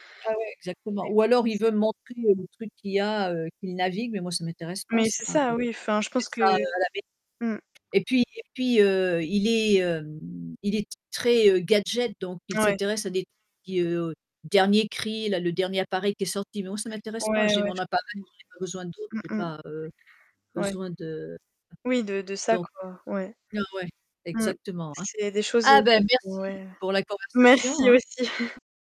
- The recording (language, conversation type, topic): French, unstructured, Qu’est-ce que tu trouves important dans une amitié durable ?
- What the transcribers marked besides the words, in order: static; distorted speech; tapping; other background noise; chuckle